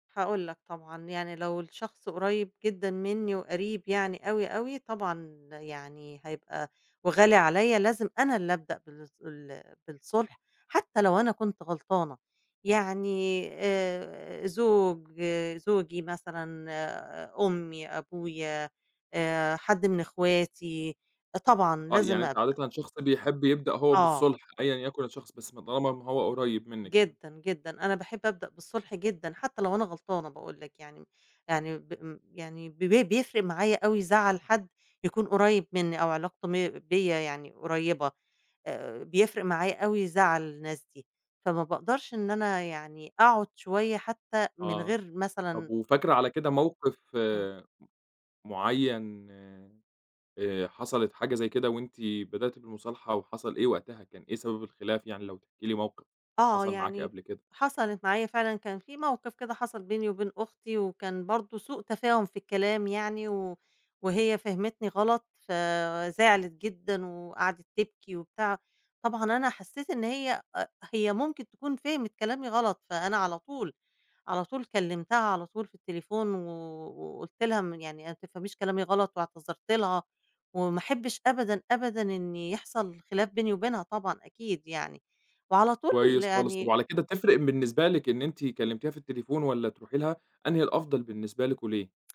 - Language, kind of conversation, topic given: Arabic, podcast, إزاي أصلّح علاقتي بعد سوء تفاهم كبير؟
- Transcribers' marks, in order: tapping